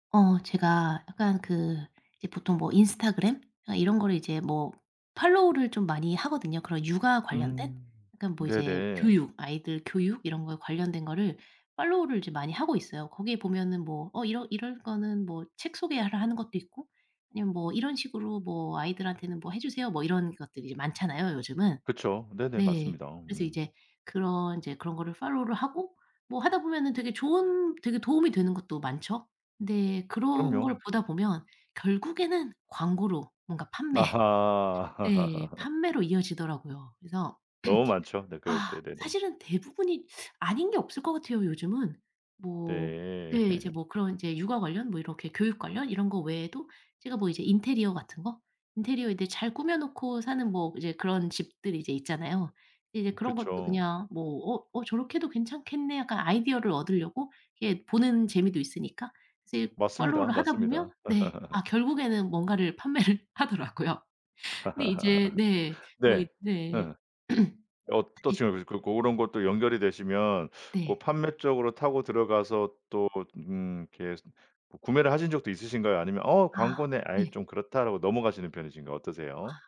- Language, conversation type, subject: Korean, advice, 소셜미디어 광고를 보다 보면 자꾸 소비 충동이 생기는 이유는 무엇인가요?
- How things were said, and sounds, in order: other background noise; laughing while speaking: "판매"; laugh; throat clearing; laugh; laugh; laugh; laughing while speaking: "판매를 하더라고요"; throat clearing; unintelligible speech